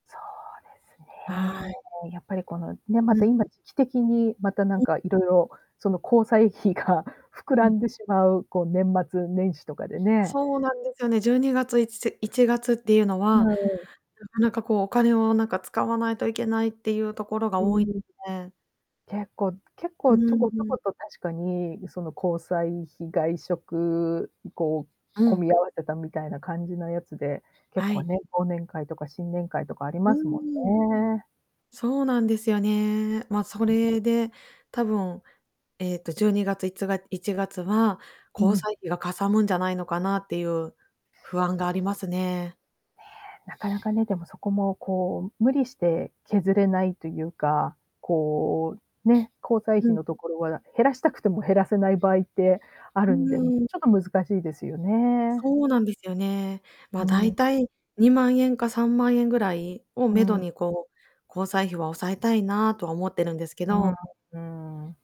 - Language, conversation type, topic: Japanese, advice, 予算を守りつつ無理せずに予算管理を始めるにはどうすればいいですか？
- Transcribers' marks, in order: distorted speech; other background noise